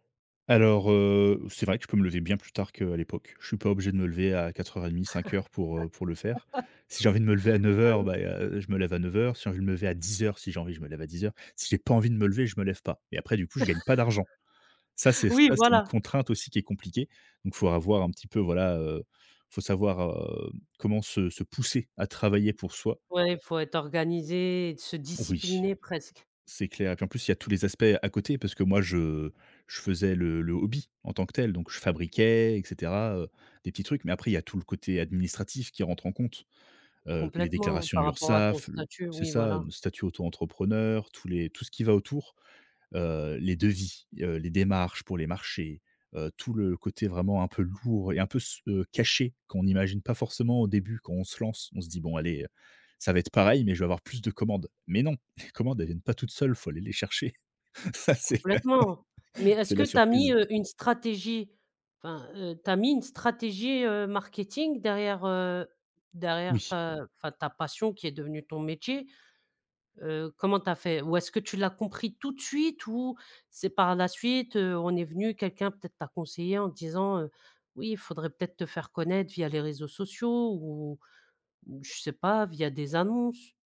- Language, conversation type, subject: French, podcast, Comment concilies-tu ta passion et la nécessité de gagner ta vie ?
- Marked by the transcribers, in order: laugh; chuckle; other background noise; stressed: "fabriquais"; stressed: "lourd"; laughing while speaking: "Ça c'est"; laugh